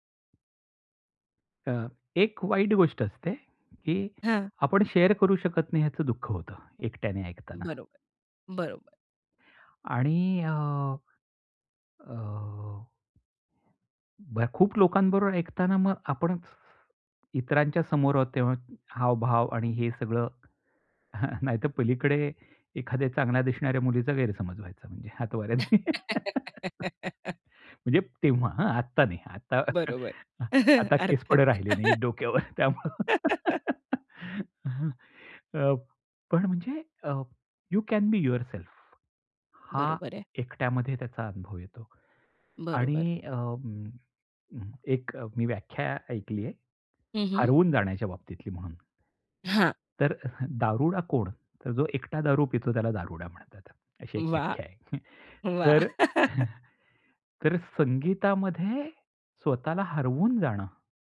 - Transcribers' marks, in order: tapping; in English: "शेअर"; laughing while speaking: "नाहीतर"; laughing while speaking: "हातवाऱ्यांनी"; chuckle; laugh; "पण" said as "कुठे"; chuckle; other background noise; laugh; in English: "यू कॅन बी युअरसेल्फ"; chuckle
- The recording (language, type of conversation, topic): Marathi, podcast, संगीताच्या लयींत हरवण्याचा तुमचा अनुभव कसा असतो?